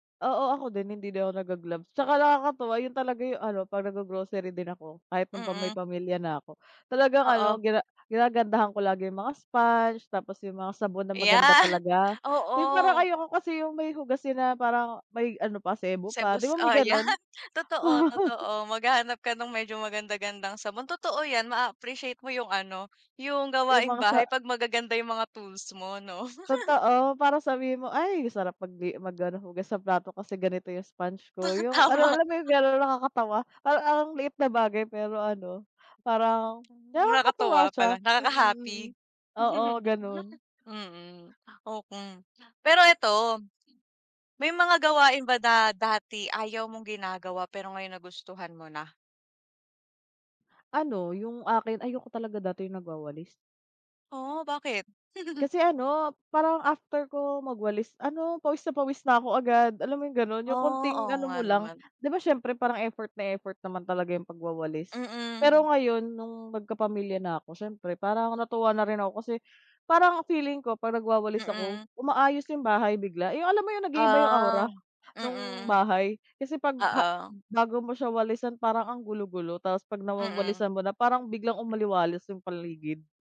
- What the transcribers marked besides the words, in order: laughing while speaking: "Ayan"; tapping; laughing while speaking: "'yan"; chuckle; chuckle; chuckle; laughing while speaking: "Tama"; unintelligible speech; chuckle; other background noise; chuckle
- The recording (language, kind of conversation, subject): Filipino, unstructured, Anong gawaing-bahay ang pinakagusto mong gawin?